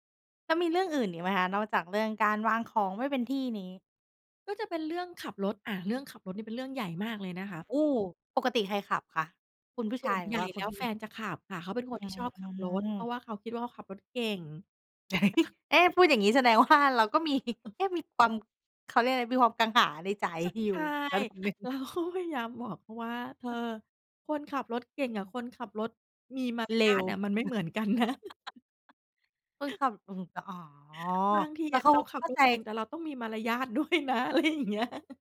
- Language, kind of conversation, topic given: Thai, podcast, คุณจะคุยเรื่องการตั้งขอบเขตกับคู่ชีวิตอย่างไรเพื่อไม่ให้กลายเป็นการทะเลาะกัน?
- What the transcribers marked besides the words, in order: chuckle; laughing while speaking: "ว่า"; laughing while speaking: "มี"; chuckle; laughing while speaking: "อยู่ระดับหนึ่ง"; laughing while speaking: "เราก็พยายามบอก"; laughing while speaking: "กันนะ"; laugh; chuckle; laughing while speaking: "ด้วยนะ อะไรอย่างเงี้ย"; chuckle